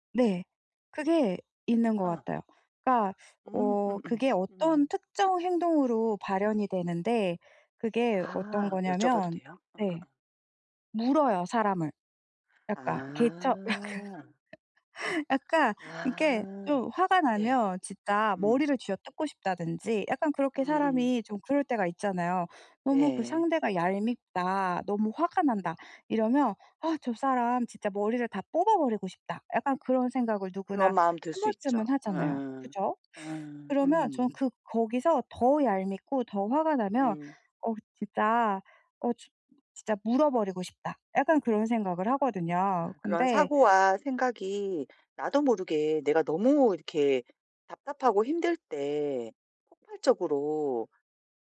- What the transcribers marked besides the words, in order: laughing while speaking: "약간"; other background noise
- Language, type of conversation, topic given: Korean, advice, 충동과 갈망을 더 잘 알아차리려면 어떻게 해야 할까요?